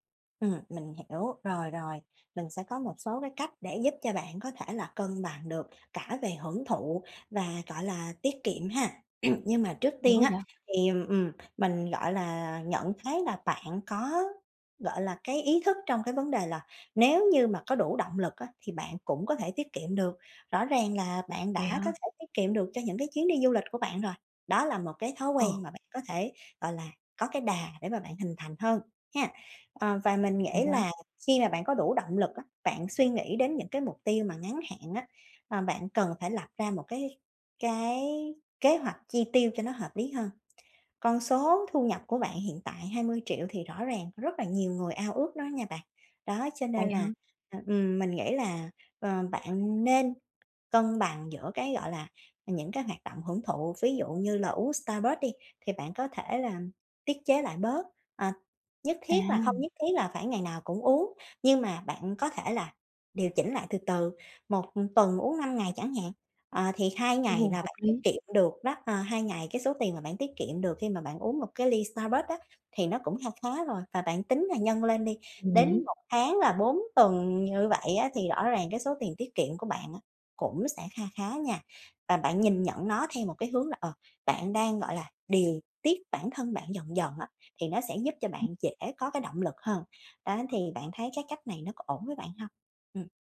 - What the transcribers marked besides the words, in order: throat clearing; tapping
- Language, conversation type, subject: Vietnamese, advice, Làm sao để cân bằng giữa việc hưởng thụ hiện tại và tiết kiệm dài hạn?